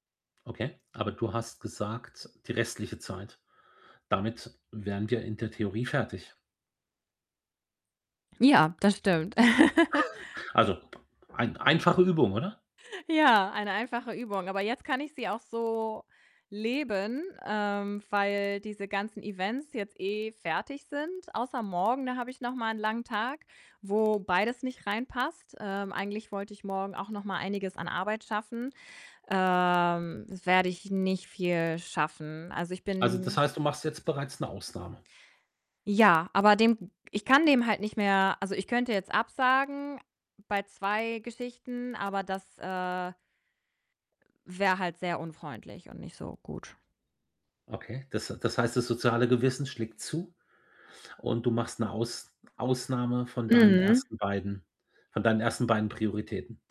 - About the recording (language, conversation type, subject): German, advice, Wie kann ich Aufgaben so priorisieren, dass ich schnelles Wachstum erreiche?
- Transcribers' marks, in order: distorted speech; giggle; snort; other background noise; static